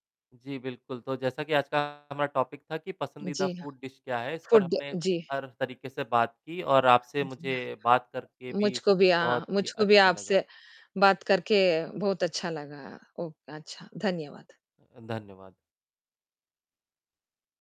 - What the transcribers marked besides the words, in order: distorted speech; in English: "टॉपिक"; static; in English: "फ़ूड गया"; in English: "फ़ूड डिश"; tapping
- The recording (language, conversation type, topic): Hindi, unstructured, आपकी पसंदीदा फास्ट फूड डिश कौन-सी है?